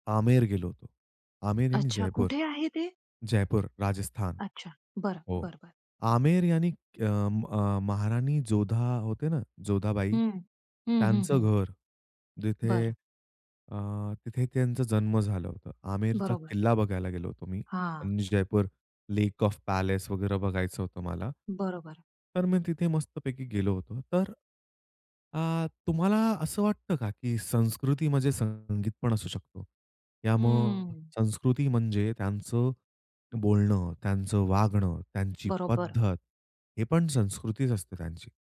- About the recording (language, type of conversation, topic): Marathi, podcast, प्रवासात वेगळी संस्कृती अनुभवताना तुम्हाला कसं वाटलं?
- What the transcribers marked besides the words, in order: in English: "लेक ऑफ पॅलेस"; tapping